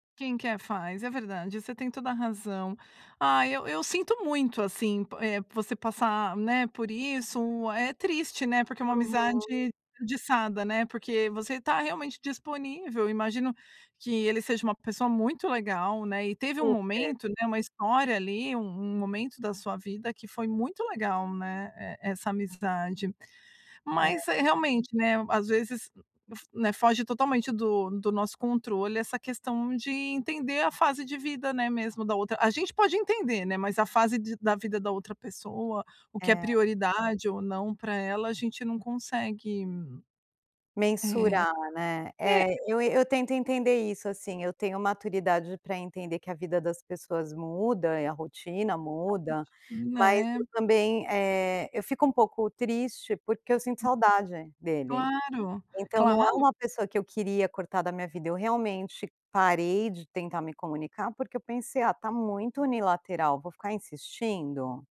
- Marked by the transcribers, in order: tapping; other background noise
- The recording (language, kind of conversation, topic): Portuguese, advice, Como posso manter contato com alguém sem parecer insistente ou invasivo?